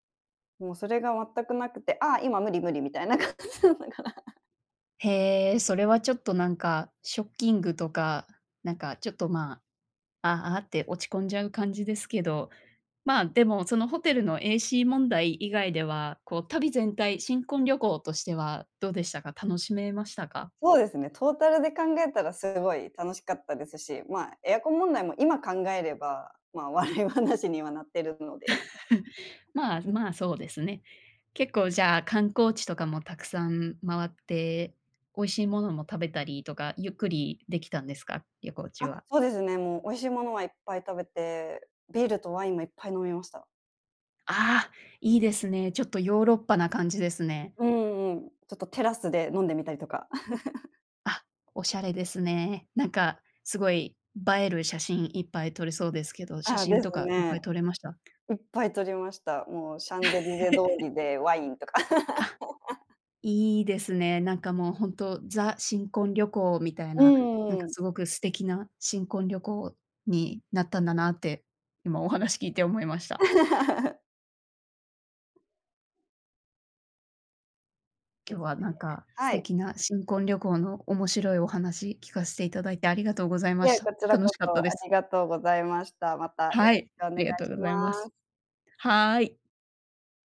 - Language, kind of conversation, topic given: Japanese, podcast, 一番忘れられない旅行の話を聞かせてもらえますか？
- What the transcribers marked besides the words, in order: laughing while speaking: "感じだったから"; laughing while speaking: "笑い話にはなってるので"; chuckle; giggle; laugh; laugh